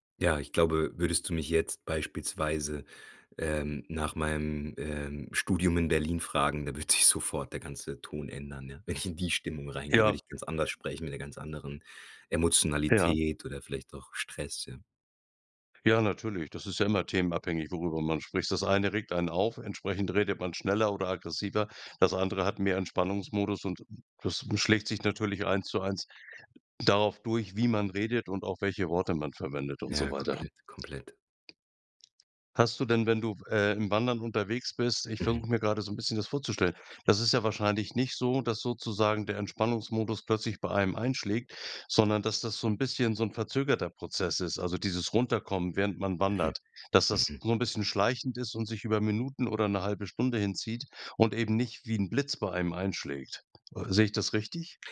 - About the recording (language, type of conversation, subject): German, podcast, Welcher Ort hat dir innere Ruhe geschenkt?
- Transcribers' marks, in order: laughing while speaking: "sich"